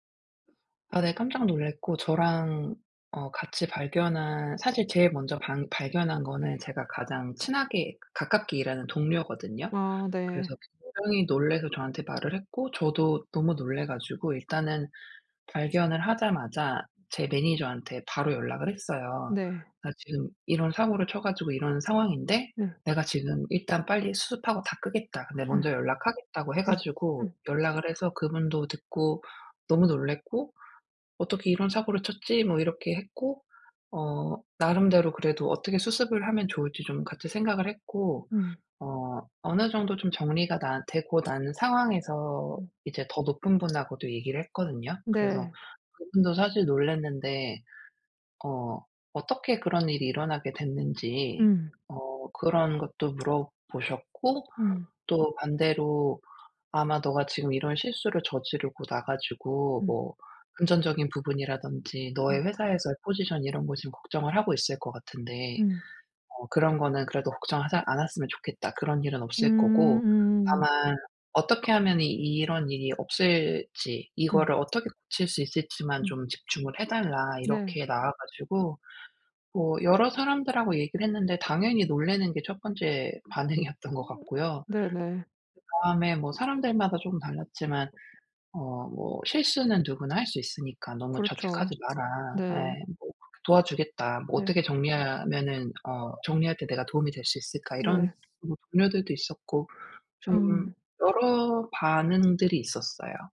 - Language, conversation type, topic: Korean, advice, 실수한 후 자신감을 어떻게 다시 회복할 수 있을까요?
- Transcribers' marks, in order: tapping; other background noise; laughing while speaking: "반응이었던"; other noise